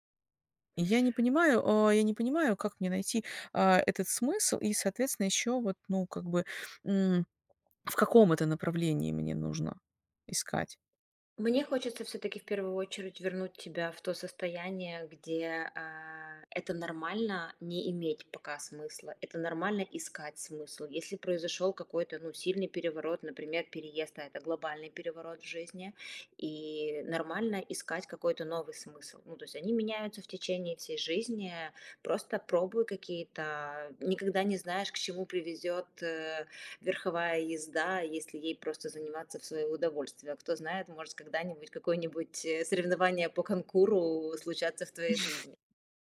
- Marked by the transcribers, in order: chuckle
- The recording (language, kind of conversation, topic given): Russian, advice, Как найти смысл жизни вне карьеры?